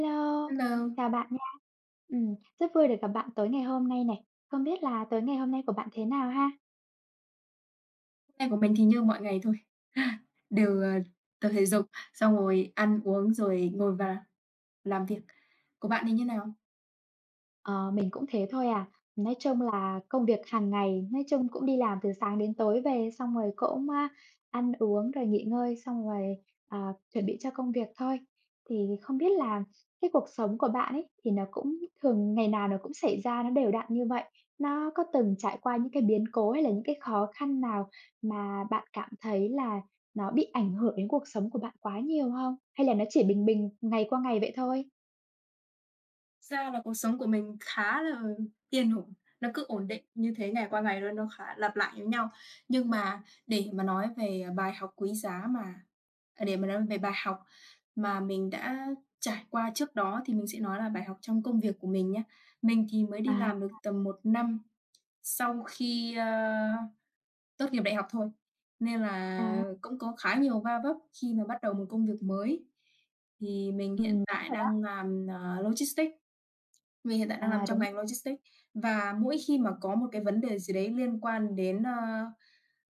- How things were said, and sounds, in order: laugh; tapping; other background noise
- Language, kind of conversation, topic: Vietnamese, unstructured, Bạn đã học được bài học quý giá nào từ một thất bại mà bạn từng trải qua?